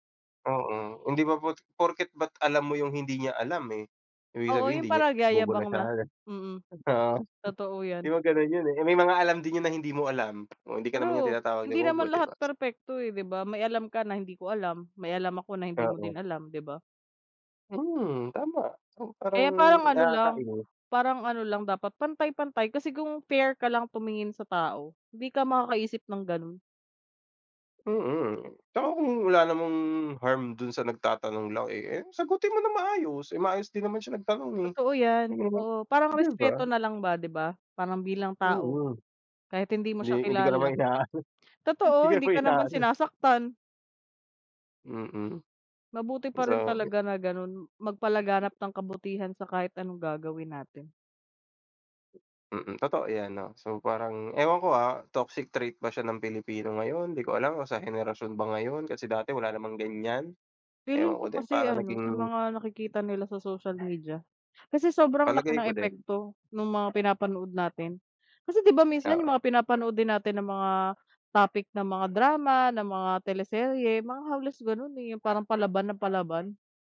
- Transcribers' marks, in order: other noise; laughing while speaking: "ina-ano, hindi ka naman ina-ano"; in English: "toxic trait"; dog barking
- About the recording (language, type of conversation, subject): Filipino, unstructured, Paano mo ipinapakita ang kabutihan sa araw-araw?